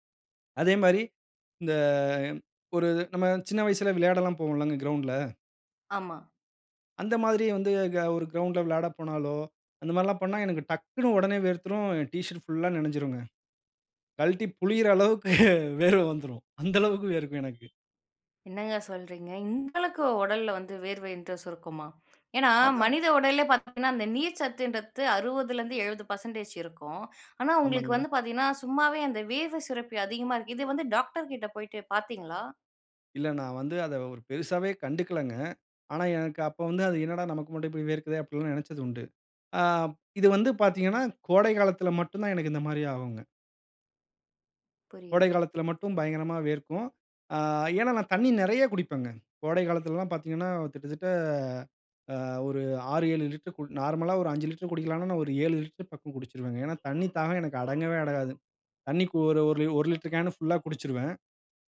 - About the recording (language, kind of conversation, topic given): Tamil, podcast, உங்கள் உடலுக்கு போதுமான அளவு நீர் கிடைக்கிறதா என்பதைக் எப்படி கவனிக்கிறீர்கள்?
- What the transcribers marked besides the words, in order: drawn out: "இந்த"; laughing while speaking: "அளவுக்கு வேர்வை வந்துரும். அந்த அளவிற்கு வேர்க்கும் எனக்கு"; other background noise; in English: "பெர்செண்டேஜ்"